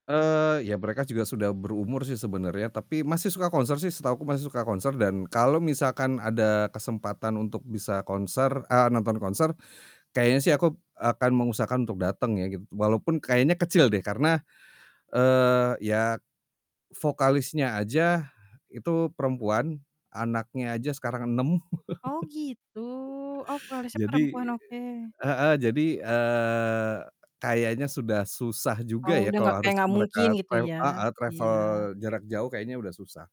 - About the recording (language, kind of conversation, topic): Indonesian, podcast, Apa momen pertama yang membuat selera musikmu berubah?
- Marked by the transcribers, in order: static; laugh; in English: "travel"